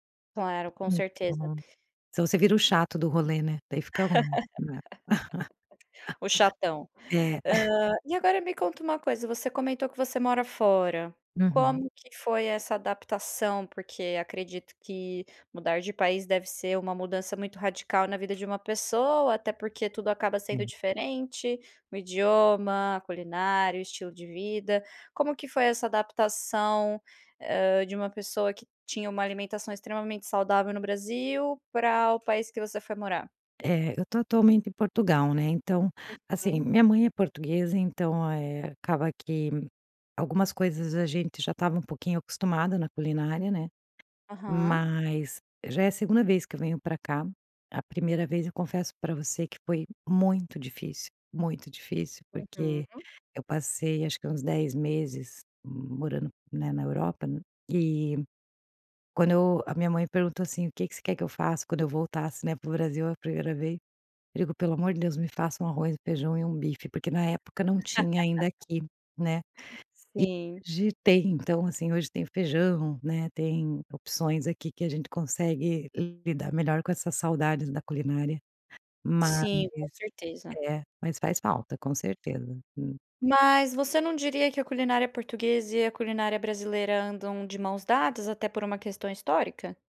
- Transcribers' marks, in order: tapping; laugh; laugh; laugh
- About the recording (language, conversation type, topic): Portuguese, podcast, Como a comida da sua infância marcou quem você é?